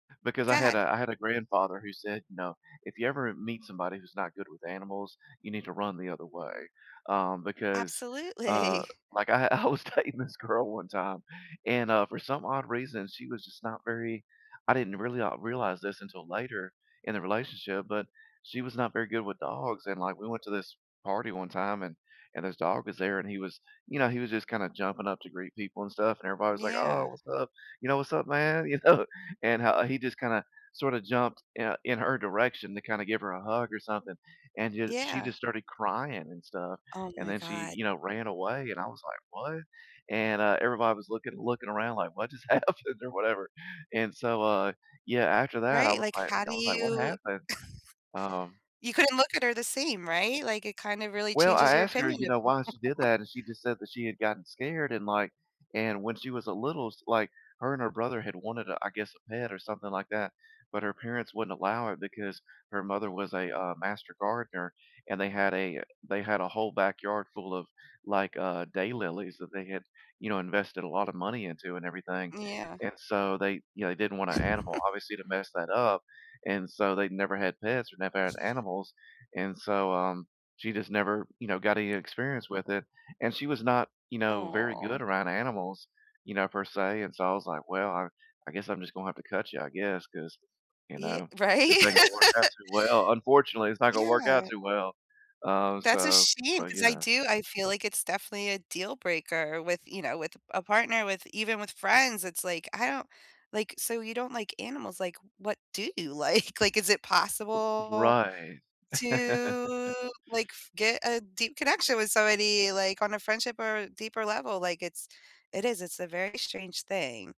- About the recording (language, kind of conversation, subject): English, unstructured, How do animals show up in your everyday life and influence your connections with others?
- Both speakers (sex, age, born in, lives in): female, 45-49, United States, United States; male, 45-49, United States, United States
- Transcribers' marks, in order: tapping; laughing while speaking: "Absolutely"; laughing while speaking: "I was dating this girl"; laughing while speaking: "You know?"; laughing while speaking: "happened?"; other background noise; laughing while speaking: "people"; chuckle; laugh; laughing while speaking: "like?"; drawn out: "to"; chuckle